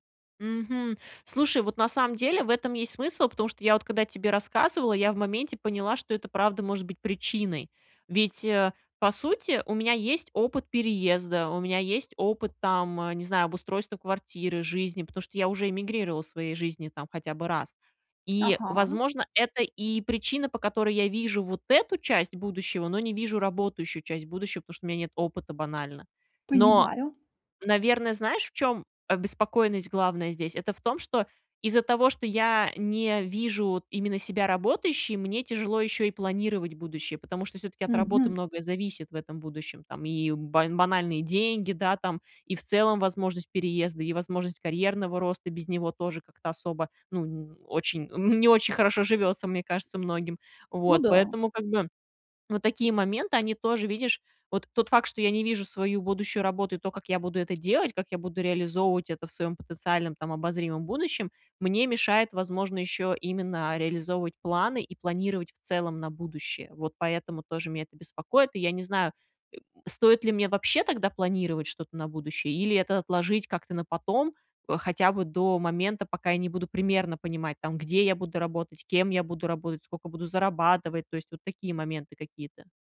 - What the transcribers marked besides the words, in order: other background noise; tapping
- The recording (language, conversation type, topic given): Russian, advice, Как мне найти дело или движение, которое соответствует моим ценностям?